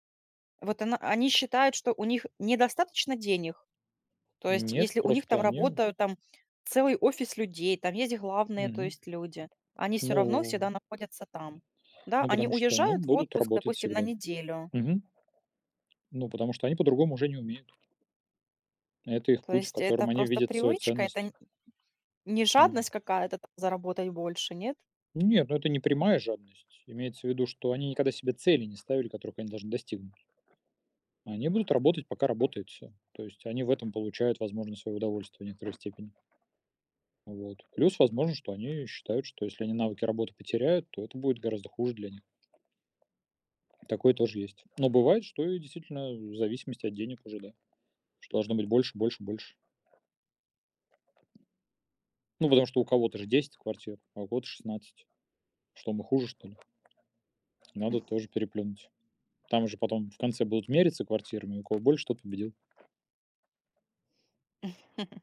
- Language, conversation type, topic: Russian, unstructured, Что для вас важнее: быть богатым или счастливым?
- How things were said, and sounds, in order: tapping; other noise; other background noise; chuckle